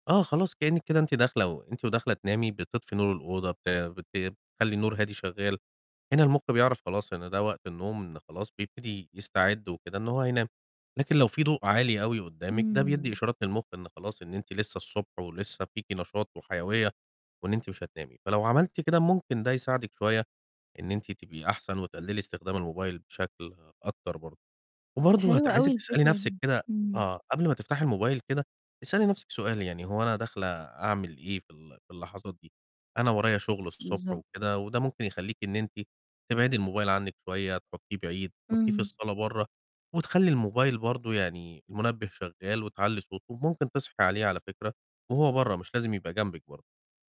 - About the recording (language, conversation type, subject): Arabic, advice, إيه اللي مصعّب عليك تقلّل استخدام الموبايل قبل النوم؟
- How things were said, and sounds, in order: none